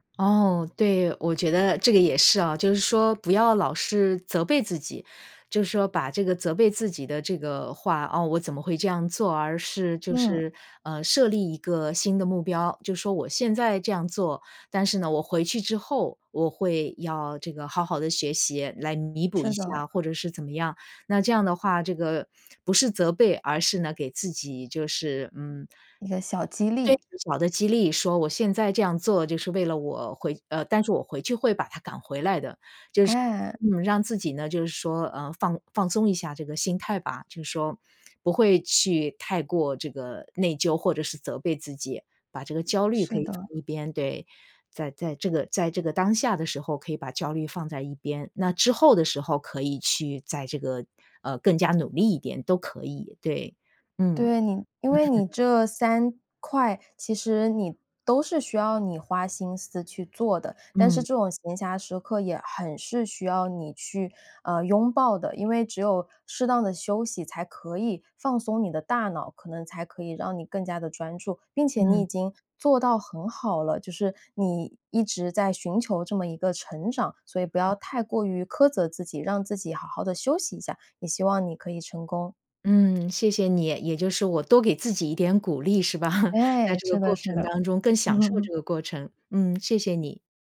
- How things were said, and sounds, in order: chuckle; other background noise; laughing while speaking: "是吧"; laugh
- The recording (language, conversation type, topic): Chinese, advice, 如何在保持自律的同时平衡努力与休息，而不对自己过于苛刻？